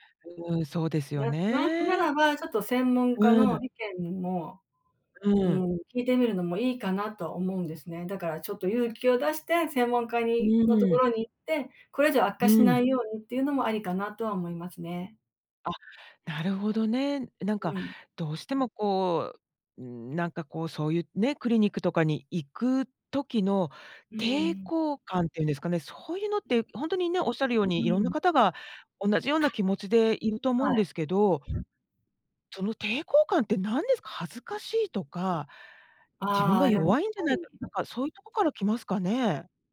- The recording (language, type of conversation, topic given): Japanese, podcast, ストレスは体にどのように現れますか？
- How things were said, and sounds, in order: other background noise; tapping